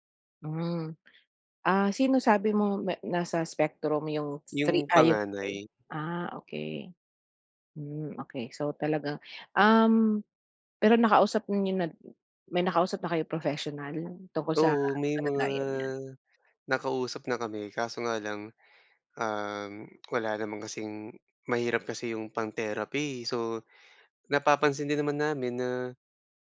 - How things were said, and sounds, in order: tapping
- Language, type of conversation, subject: Filipino, advice, Paano ko haharapin ang sarili ko nang may pag-unawa kapag nagkulang ako?